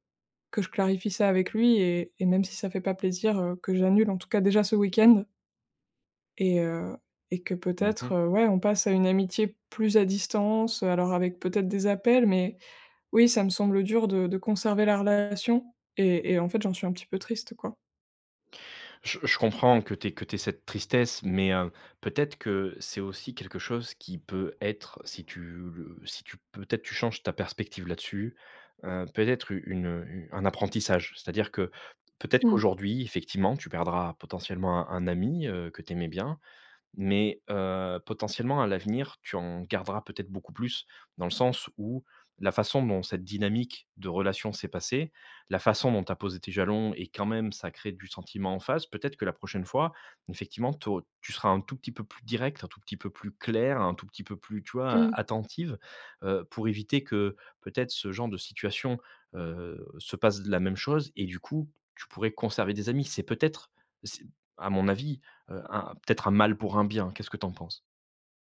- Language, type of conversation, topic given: French, advice, Comment gérer une amitié qui devient romantique pour l’une des deux personnes ?
- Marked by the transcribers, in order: none